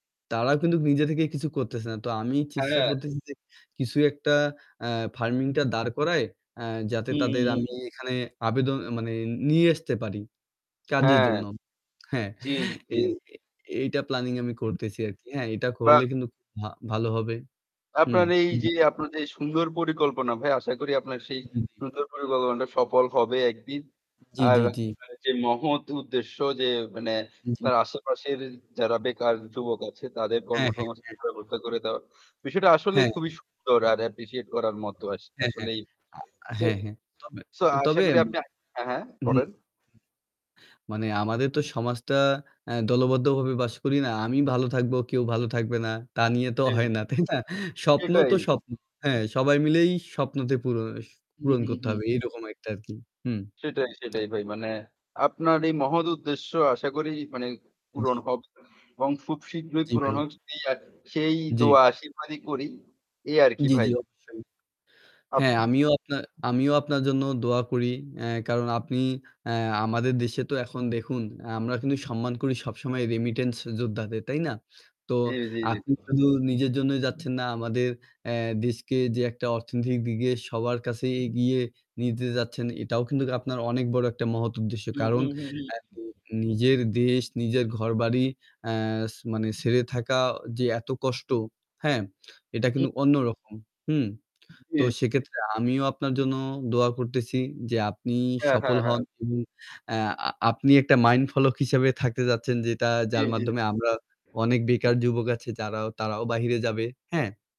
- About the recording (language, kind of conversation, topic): Bengali, unstructured, আপনার ভবিষ্যতের সবচেয়ে বড় স্বপ্ন কী?
- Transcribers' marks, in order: static; other noise; laughing while speaking: "তাই না?"; tongue click; "হোক" said as "হোফ"